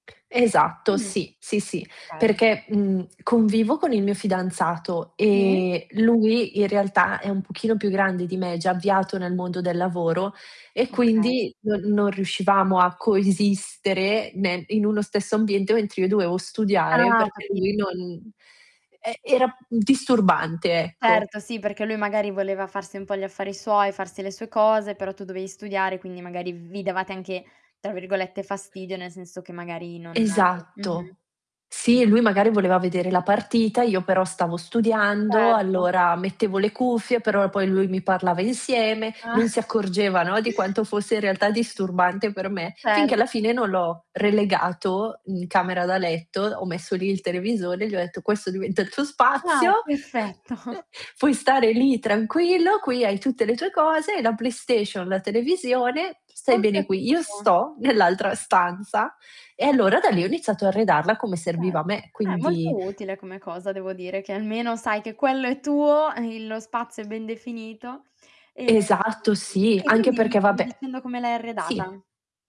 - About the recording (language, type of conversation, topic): Italian, podcast, Hai un angolo preferito in casa? Perché?
- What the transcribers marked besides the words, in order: distorted speech; other background noise; static; tapping; unintelligible speech; laughing while speaking: "Ah"; laughing while speaking: "perfetto"; chuckle